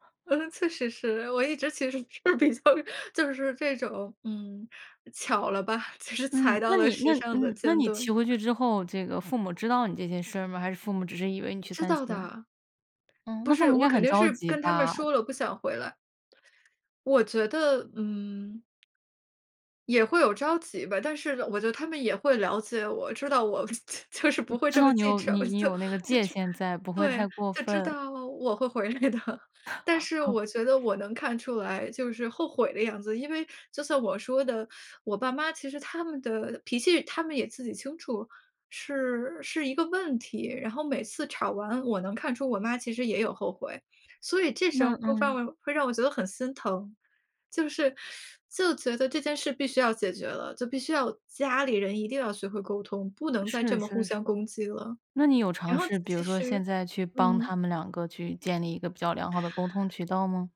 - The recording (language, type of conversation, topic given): Chinese, podcast, 你通常会怎么处理误会和冲突？
- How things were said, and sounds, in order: laughing while speaking: "是比较"; other background noise; other noise; laughing while speaking: "就是不会这么记仇。就 就"; laughing while speaking: "回来的"; laugh; teeth sucking